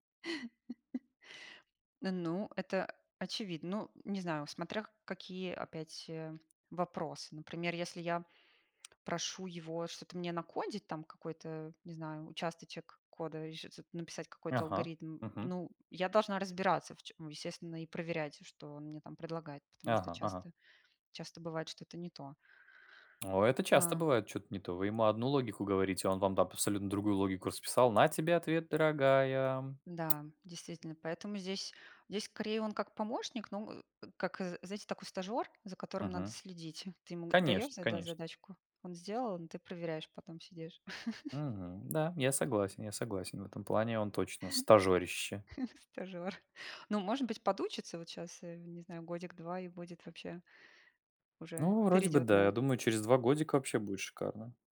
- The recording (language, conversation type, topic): Russian, unstructured, Как технологии изменили ваш подход к обучению и саморазвитию?
- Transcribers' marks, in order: laugh; tapping; put-on voice: "на тебе ответ, дорогая"; laugh; laugh; laughing while speaking: "Стажёр"